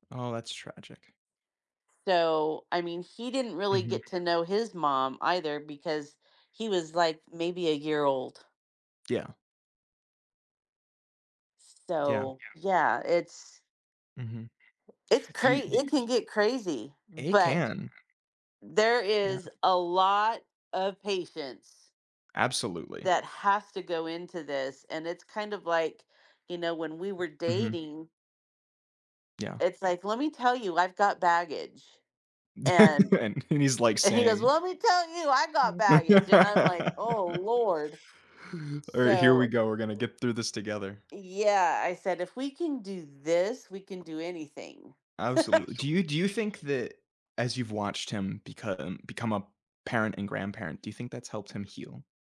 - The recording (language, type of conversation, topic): English, unstructured, What are some effective ways for couples to build strong relationships in blended families?
- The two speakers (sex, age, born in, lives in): female, 55-59, United States, United States; male, 20-24, United States, United States
- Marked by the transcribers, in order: background speech; other background noise; tapping; laugh; laughing while speaking: "And he's"; laugh; laugh